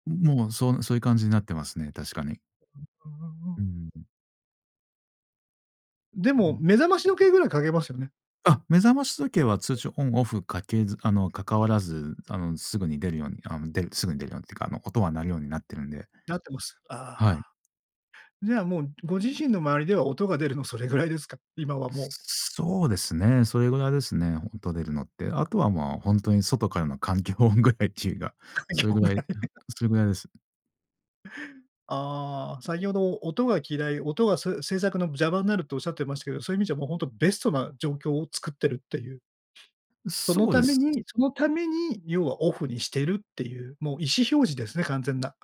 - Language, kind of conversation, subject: Japanese, podcast, 通知はすべてオンにしますか、それともオフにしますか？通知設定の基準はどう決めていますか？
- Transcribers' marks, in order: laughing while speaking: "環境音ぐらい"; laugh; tapping